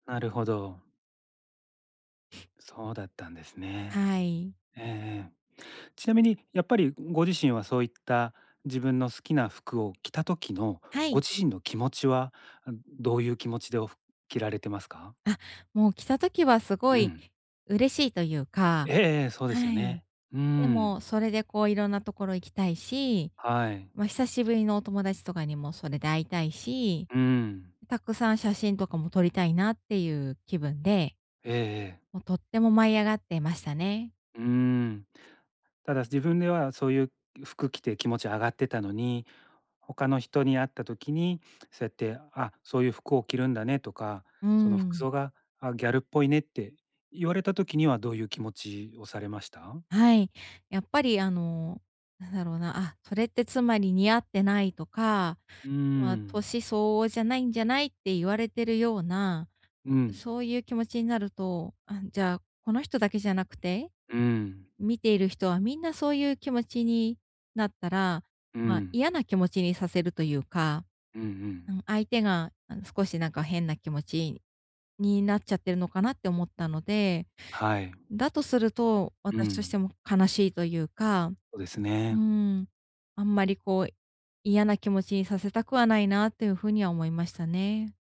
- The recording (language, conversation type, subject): Japanese, advice, 他人の目を気にせず服を選ぶにはどうすればよいですか？
- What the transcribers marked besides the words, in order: sniff